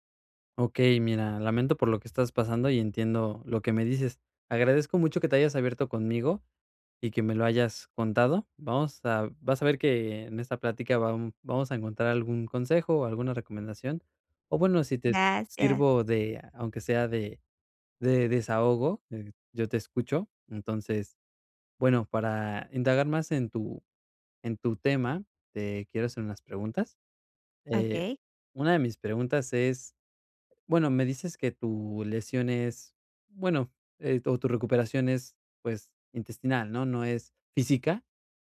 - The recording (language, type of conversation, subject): Spanish, advice, ¿Cómo puedo mantenerme motivado durante la recuperación de una lesión?
- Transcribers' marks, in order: none